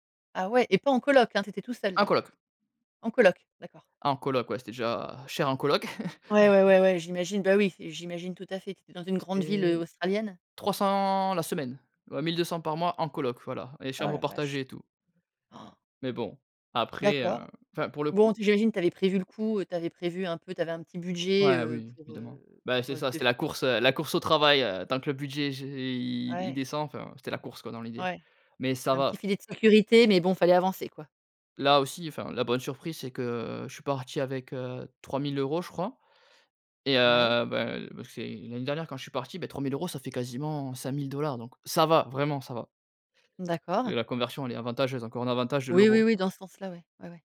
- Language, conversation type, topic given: French, podcast, Quelle décision prise sur un coup de tête s’est révélée gagnante ?
- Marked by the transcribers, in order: chuckle; other background noise; gasp